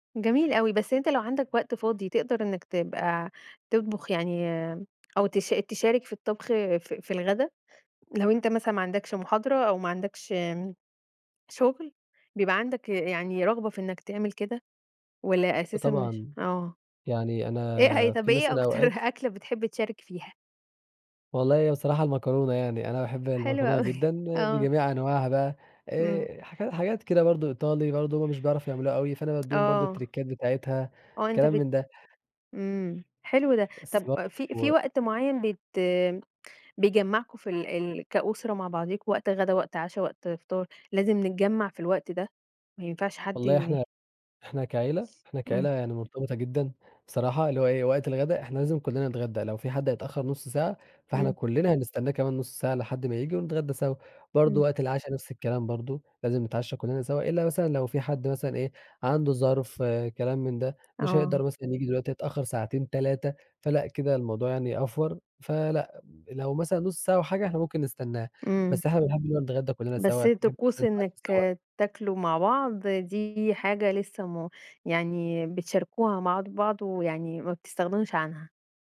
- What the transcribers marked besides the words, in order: laughing while speaking: "أكتر"; chuckle; other background noise; tsk; in English: "التريكات"; sniff; tapping; in English: "أڨور"
- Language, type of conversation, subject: Arabic, podcast, احكيلي عن روتينك اليومي في البيت؟